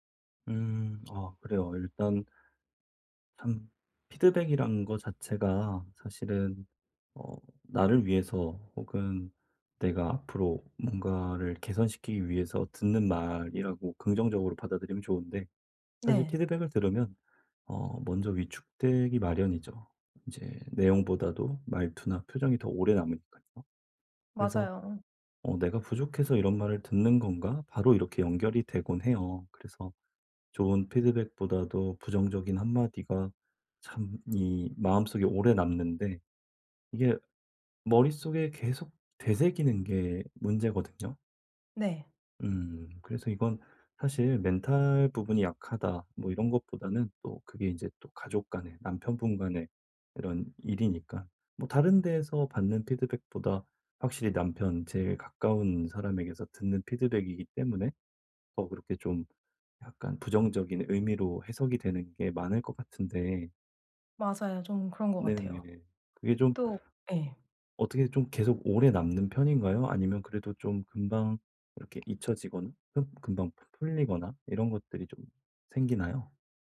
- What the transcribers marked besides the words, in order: tapping; other background noise
- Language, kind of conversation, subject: Korean, advice, 피드백을 들을 때 제 가치와 의견을 어떻게 구분할 수 있을까요?